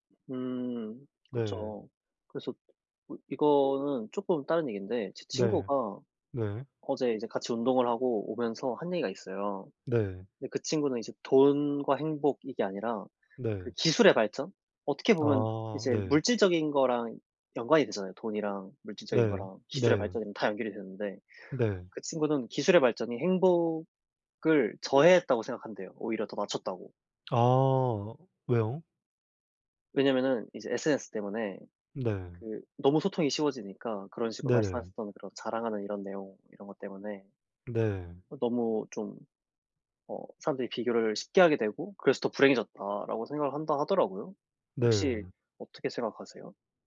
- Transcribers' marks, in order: other background noise
- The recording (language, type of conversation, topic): Korean, unstructured, 돈과 행복은 어떤 관계가 있다고 생각하나요?
- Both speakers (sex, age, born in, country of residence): male, 20-24, South Korea, South Korea; male, 25-29, South Korea, South Korea